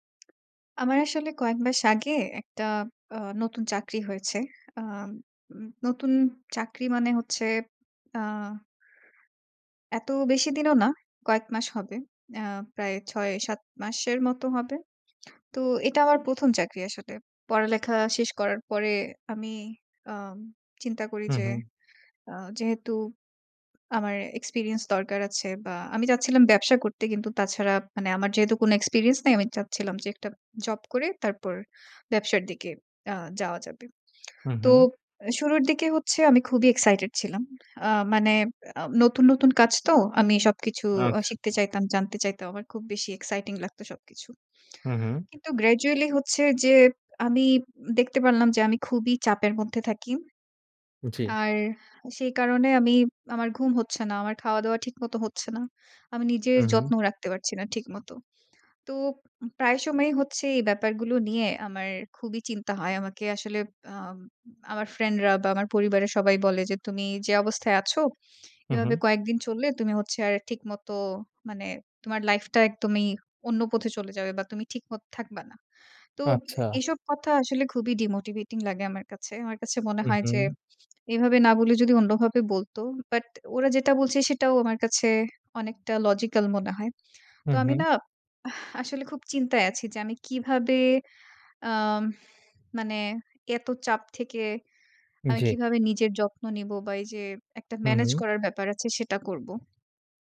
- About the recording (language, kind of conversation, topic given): Bengali, advice, পরিবার ও কাজের ভারসাম্য নষ্ট হওয়ার ফলে আপনার মানসিক চাপ কীভাবে বেড়েছে?
- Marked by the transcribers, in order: in English: "experience"; in English: "experience"; in English: "excited"; in English: "exciting"; in English: "gradually"; stressed: "খুবই"; in English: "ডিমোটিভেটিং"; in English: "logical"; sigh; sad: "খুব চিন্তায় আছি যে আমি … আছে সেটা করবো"; inhale